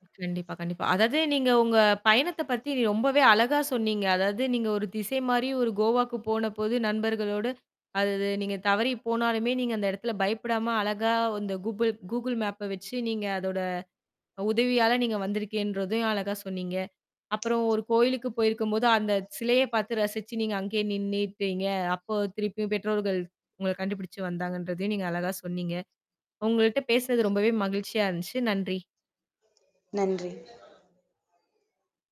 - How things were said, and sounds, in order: static; other background noise; in English: "Google Mapப"; tapping; background speech
- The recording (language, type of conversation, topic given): Tamil, podcast, ஒரு பயணத்தில் திசை தெரியாமல் போன அனுபவத்தைச் சொல்ல முடியுமா?